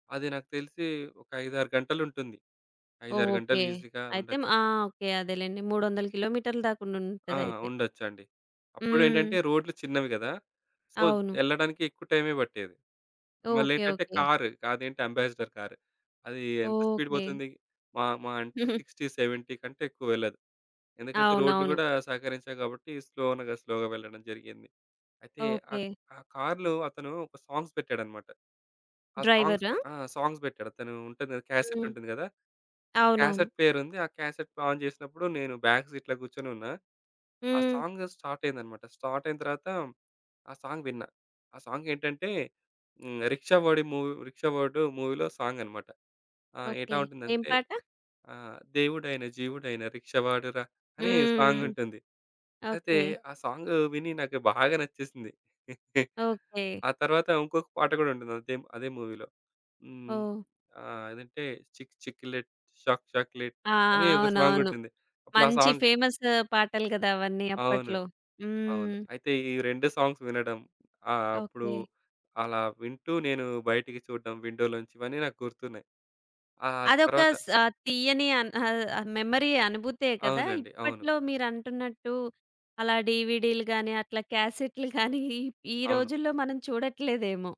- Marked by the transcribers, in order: in English: "ఈసీగా"; in English: "సో"; in English: "అంబాసిడర్ కార్"; in English: "స్పీడ్"; in English: "సిక్స్టీ సెవెంటీ"; giggle; in English: "స్లోగా"; other background noise; in English: "సాంగ్స్"; in English: "సాంగ్స్"; in English: "సాంగ్స్"; in English: "క్యాసెట్"; in English: "క్యాసెట్ ఆన్"; in English: "బ్యాక్ సీట్‌లో"; in English: "స్టార్ట్"; in English: "స్టార్ట్"; in English: "సాంగ్"; in English: "మూవీలో సాంగ్"; singing: "దేవుడైన జీవుడైన రిక్షావాడు రా"; giggle; in English: "మూవీలో"; singing: "చిక్ చిక్లెట్ షాక్ చాక్లేట్"; in English: "సాంగ్"; in English: "సాంగ్స్"; in English: "మెమరీ"; giggle
- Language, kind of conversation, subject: Telugu, podcast, చిన్నతనం గుర్తొచ్చే పాట పేరు ఏదైనా చెప్పగలరా?